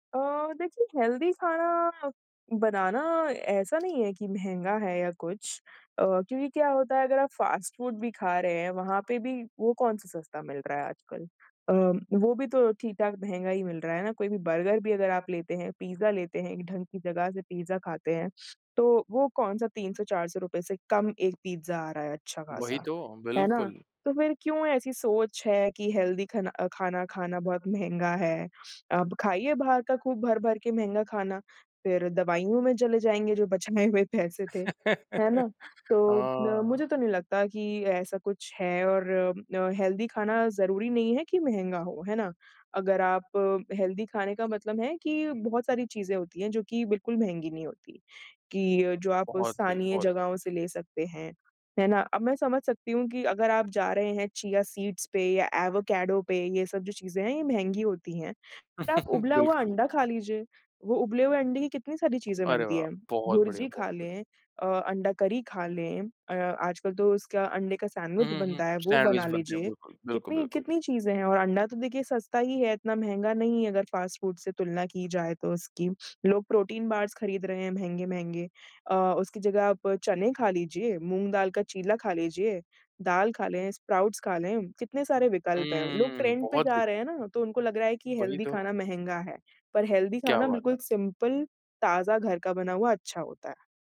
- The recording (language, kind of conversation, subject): Hindi, podcast, रसोई में आपकी सबसे पसंदीदा स्वास्थ्यवर्धक रेसिपी कौन-सी है?
- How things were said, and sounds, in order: in English: "हेल्दी"; tapping; in English: "फ़ास्ट फूड"; in English: "हेल्दी"; laughing while speaking: "बचाए हुए पैसे थे"; laugh; in English: "हेल्दी"; in English: "हेल्दी"; in English: "एवाकाडो"; laugh; in English: "फ़ास्ट फूड"; in English: "बार्स"; in English: "स्प्राउट्स"; in English: "ट्रेंड"; in English: "हेल्दी"; in English: "हेल्दी"; in English: "सिंपल"